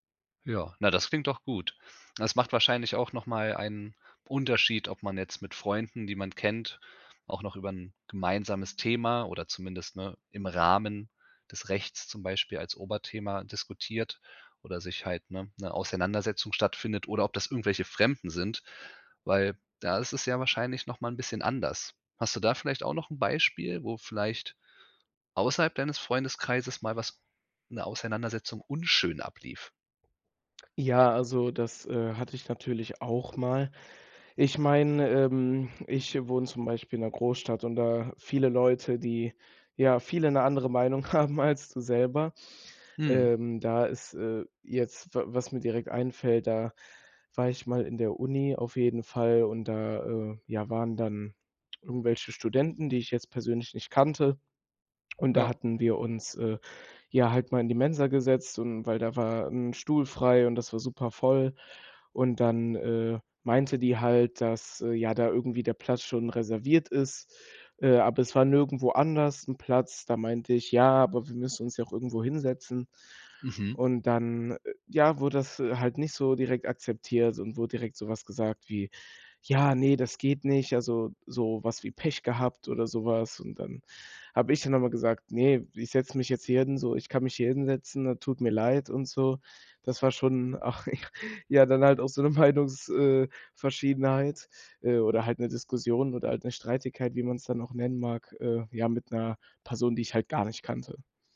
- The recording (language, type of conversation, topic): German, podcast, Wie gehst du mit Meinungsverschiedenheiten um?
- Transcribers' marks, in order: laughing while speaking: "haben"; laughing while speaking: "ach, ja"; laughing while speaking: "so 'ne"